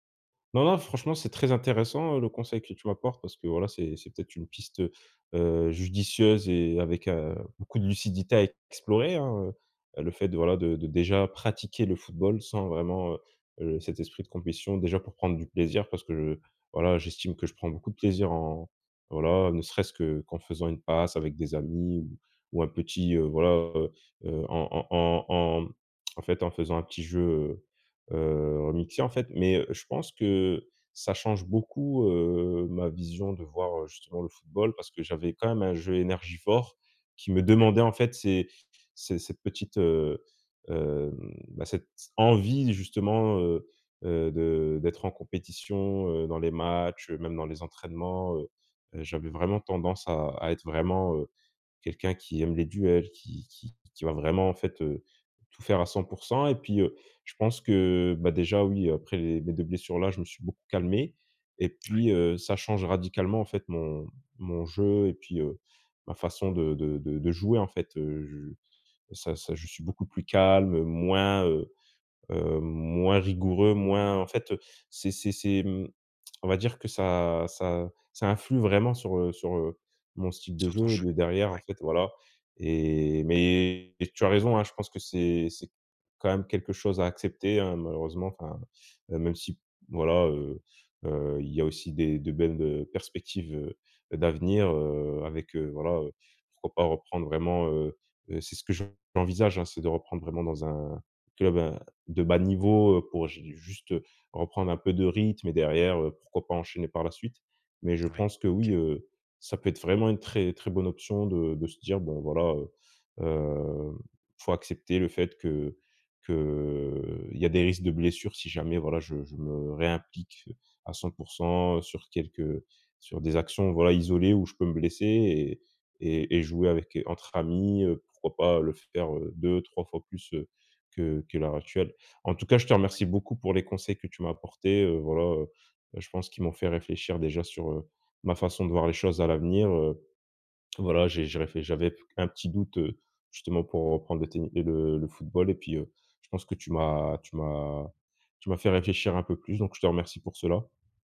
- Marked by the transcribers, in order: stressed: "envie"; unintelligible speech
- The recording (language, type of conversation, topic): French, advice, Comment gérer mon anxiété à l’idée de reprendre le sport après une longue pause ?